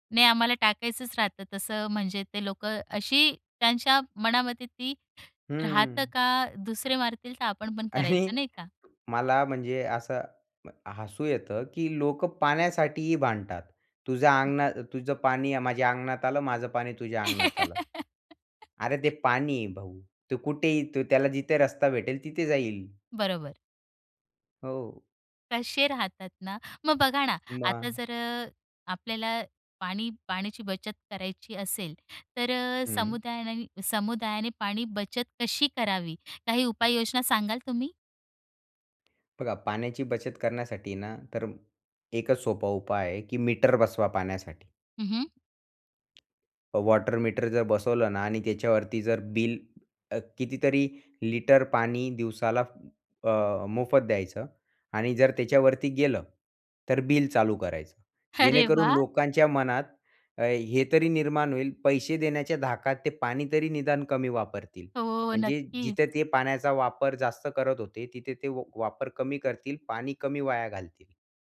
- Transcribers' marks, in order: other background noise; laugh; in English: "वॉटर"; joyful: "अरे वाह!"; joyful: "हो, नक्कीच"
- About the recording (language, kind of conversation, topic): Marathi, podcast, घरात पाण्याची बचत प्रभावीपणे कशी करता येईल, आणि त्याबाबत तुमचा अनुभव काय आहे?